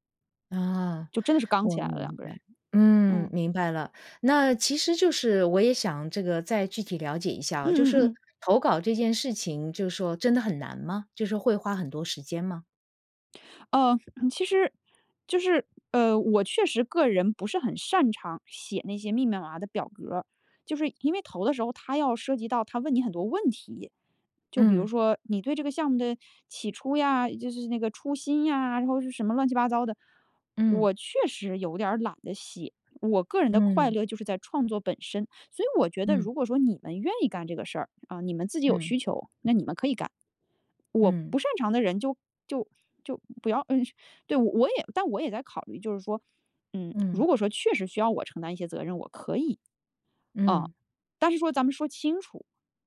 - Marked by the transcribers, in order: throat clearing
- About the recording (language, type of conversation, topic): Chinese, advice, 如何建立清晰的團隊角色與責任，並提升協作效率？